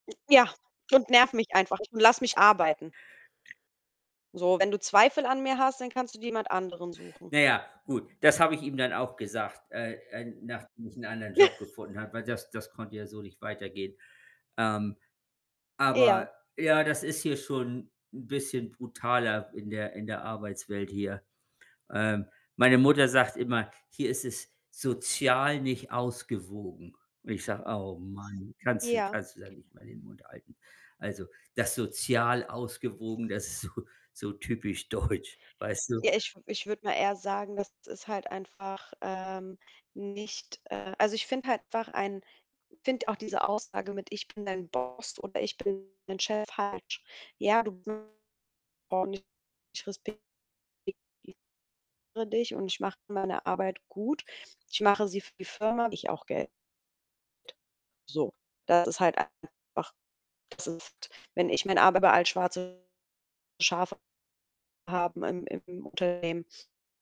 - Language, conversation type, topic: German, unstructured, Was motiviert dich bei der Arbeit am meisten?
- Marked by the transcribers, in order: unintelligible speech; other background noise; snort; distorted speech; laughing while speaking: "so so typisch deutsch"; unintelligible speech; unintelligible speech; unintelligible speech